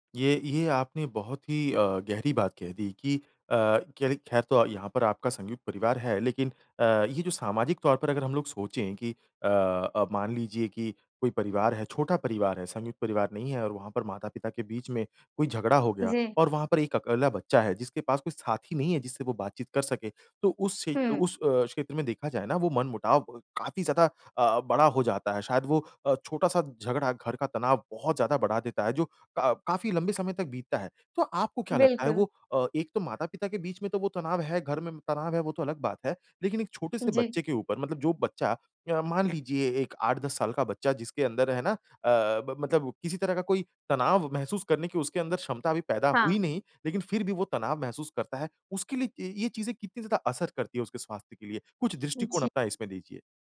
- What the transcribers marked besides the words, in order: none
- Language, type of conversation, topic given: Hindi, podcast, घर का तनाव कम करने के तुम्हारे तरीके क्या हैं?